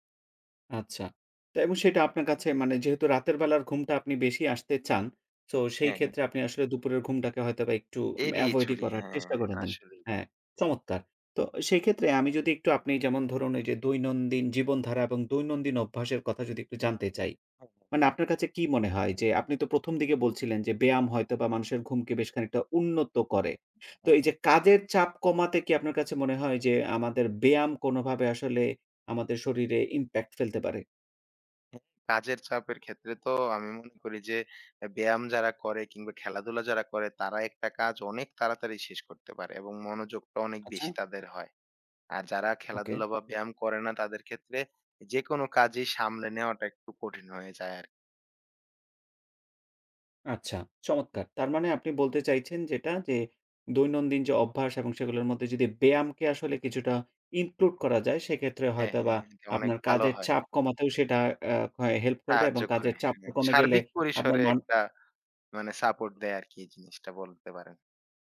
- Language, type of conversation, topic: Bengali, podcast, ভালো ঘুমের জন্য আপনার সহজ টিপসগুলো কী?
- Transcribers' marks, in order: in English: "avoid"; other noise; in English: "impact"; tapping; in English: "include"